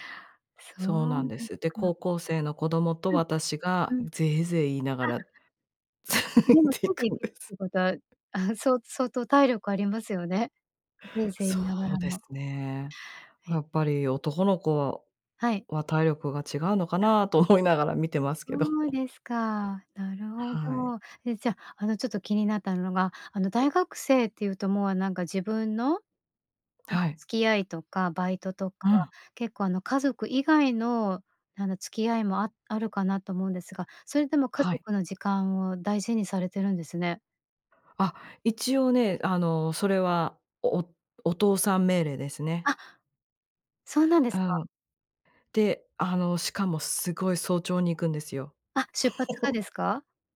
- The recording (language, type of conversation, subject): Japanese, podcast, 週末はご家族でどんなふうに過ごすことが多いですか？
- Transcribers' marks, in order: other noise; laughing while speaking: "ついていくんです"; chuckle; laugh